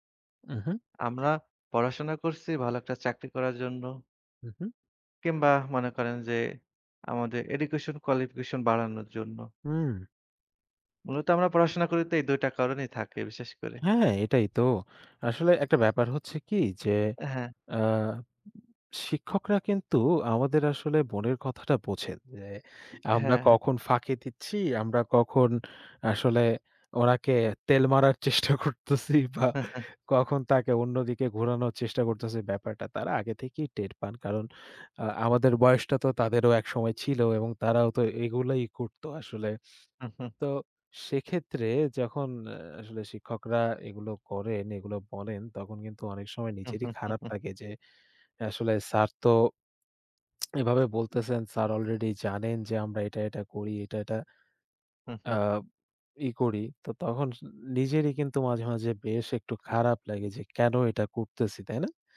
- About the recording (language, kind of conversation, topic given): Bengali, unstructured, তোমার প্রিয় শিক্ষক কে এবং কেন?
- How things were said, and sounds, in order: in English: "education qualification"; laughing while speaking: "চেষ্টা করতেছি বা"